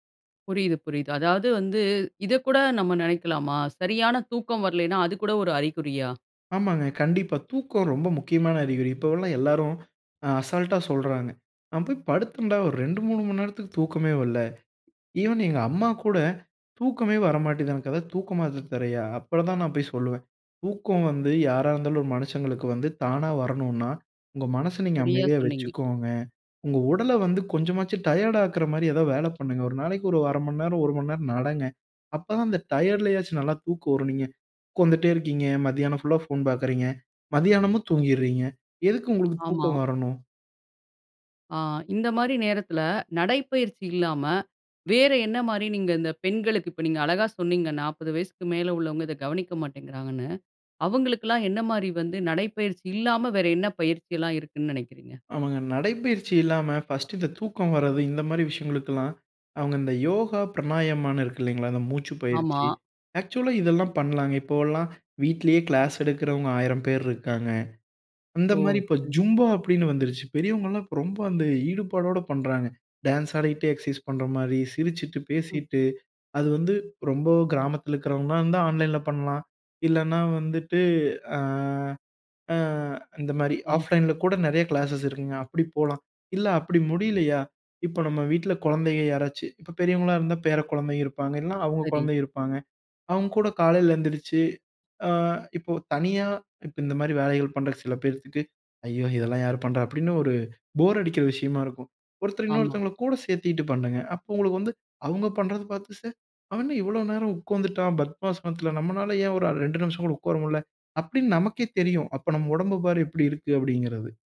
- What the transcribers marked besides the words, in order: other background noise; in English: "ஈவன்"; angry: "எதுக்கு உங்களுக்கு தூக்கம் வரணும்?"; in English: "ஆக்சுவலா"; drawn out: "ஆ அ"
- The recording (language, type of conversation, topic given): Tamil, podcast, ஒவ்வொரு நாளும் உடற்பயிற்சி பழக்கத்தை எப்படி தொடர்ந்து வைத்துக்கொள்கிறீர்கள்?